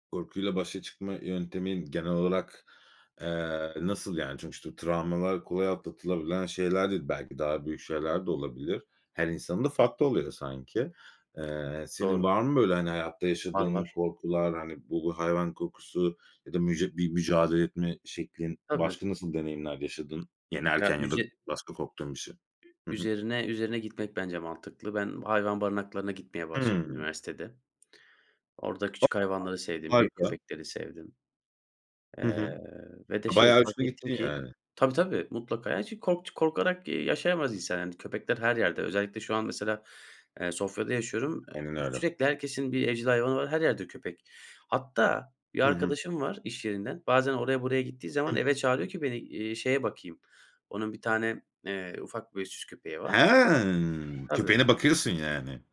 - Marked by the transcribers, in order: other background noise
- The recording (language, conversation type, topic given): Turkish, podcast, Zorlu bir korkuyu yendiğin anı anlatır mısın?